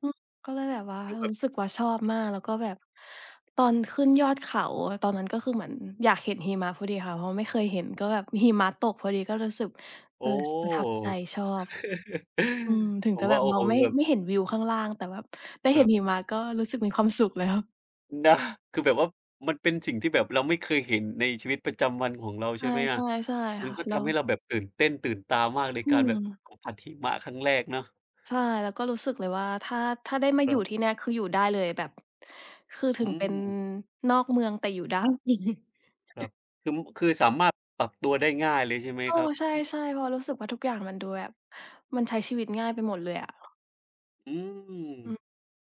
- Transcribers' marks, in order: unintelligible speech; laugh; laughing while speaking: "แล้ว"; laughing while speaking: "ได้"; chuckle
- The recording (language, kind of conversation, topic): Thai, unstructured, สถานที่ไหนที่ทำให้คุณรู้สึกทึ่งมากที่สุด?